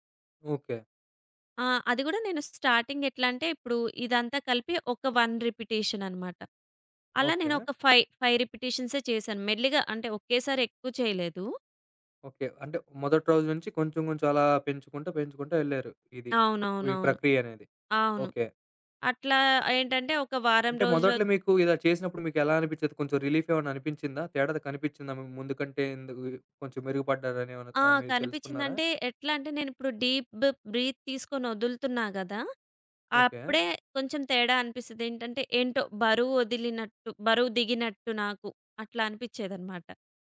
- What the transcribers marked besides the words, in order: in English: "స్టార్టింగ్"; other background noise; in English: "డీప్ బ్రీత్"
- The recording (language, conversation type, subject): Telugu, podcast, ఒత్తిడి సమయంలో ధ్యానం మీకు ఎలా సహాయపడింది?